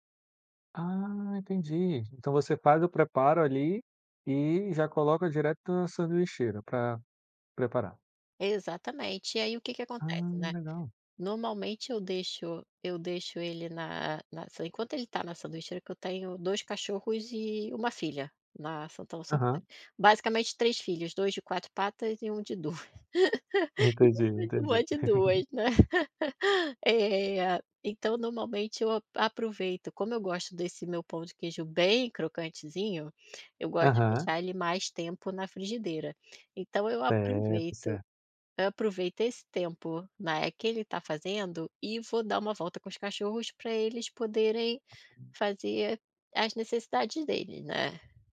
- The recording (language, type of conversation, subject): Portuguese, podcast, Como é a sua rotina matinal?
- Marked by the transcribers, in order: unintelligible speech; laughing while speaking: "duas"; chuckle; tapping; laugh